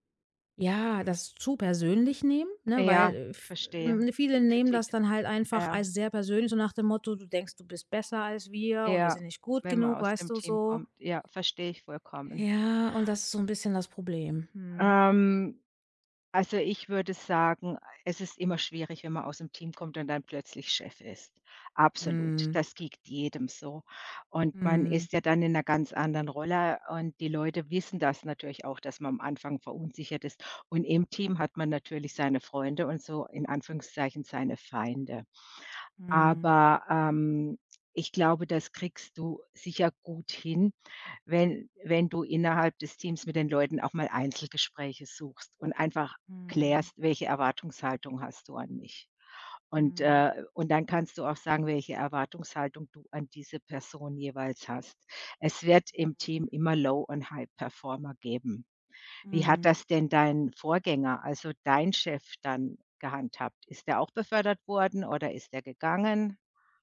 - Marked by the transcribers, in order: none
- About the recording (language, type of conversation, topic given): German, advice, Wie hält dich die Angst vor dem Versagen davon ab, neue Chancen zu ergreifen?
- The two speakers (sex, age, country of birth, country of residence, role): female, 35-39, Germany, Netherlands, user; female, 55-59, Germany, Germany, advisor